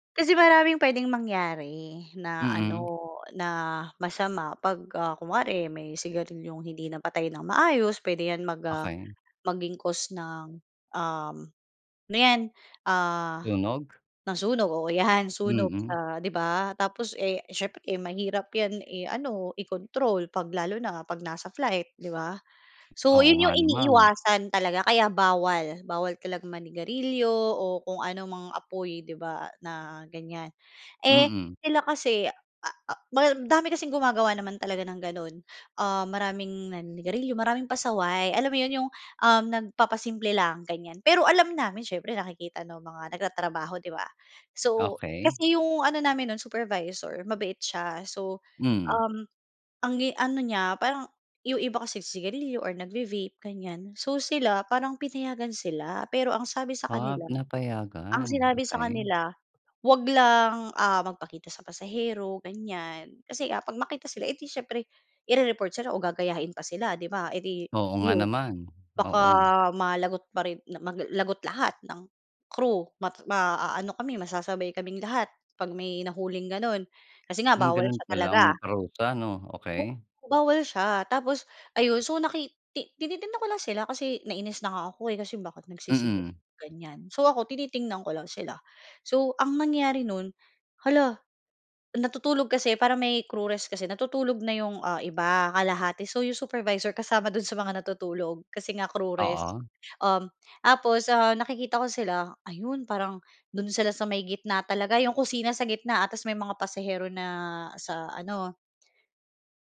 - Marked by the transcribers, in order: other background noise; laughing while speaking: "oo 'yan"; "Sunog" said as "Tunog"; other noise; in English: "crew rest"; in English: "crew rest"
- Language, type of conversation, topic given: Filipino, podcast, Paano mo hinaharap ang mahirap na boss o katrabaho?